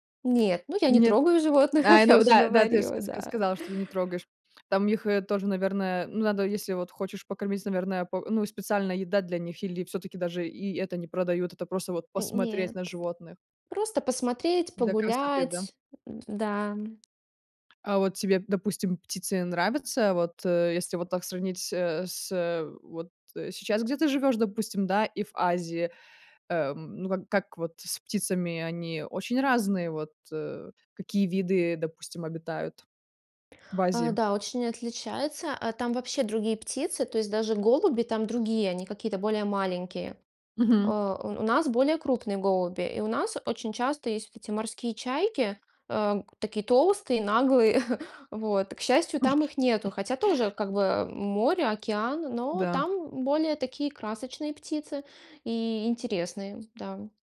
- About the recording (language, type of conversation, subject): Russian, podcast, Какое природное место вдохновляет тебя больше всего и почему?
- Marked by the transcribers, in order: other background noise; laughing while speaking: "как я"; tapping; chuckle